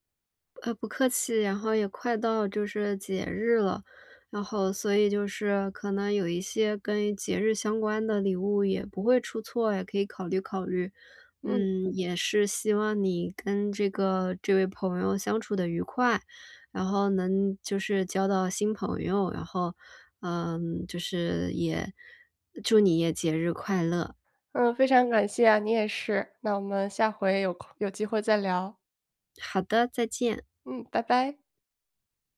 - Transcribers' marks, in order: none
- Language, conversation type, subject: Chinese, advice, 怎样挑选礼物才能不出错并让对方满意？